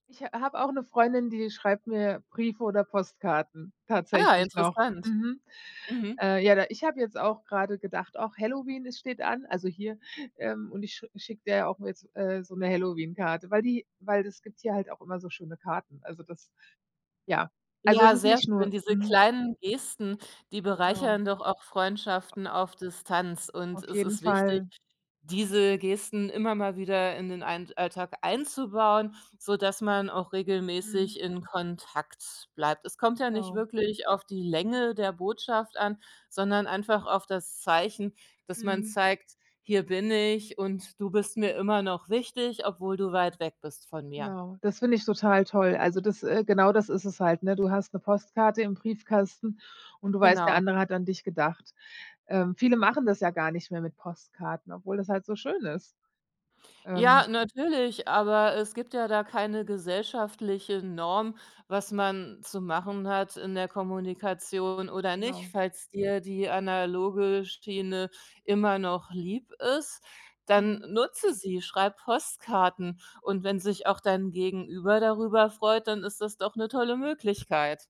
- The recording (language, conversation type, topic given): German, advice, Wie kann ich neben Arbeit und Familie soziale Kontakte pflegen?
- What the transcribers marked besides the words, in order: other background noise